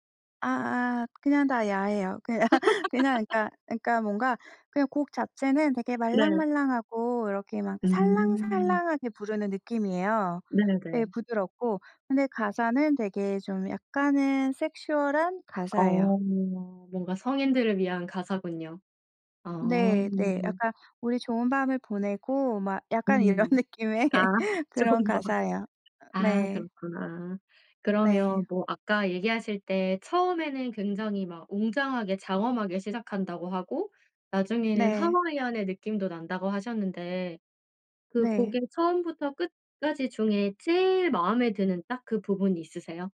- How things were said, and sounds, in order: tapping; laughing while speaking: "그냥"; laugh; other background noise; laughing while speaking: "이런"; laugh
- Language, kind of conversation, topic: Korean, podcast, 요즘 가장 좋아하는 가수나 밴드는 누구이고, 어떤 점이 좋아요?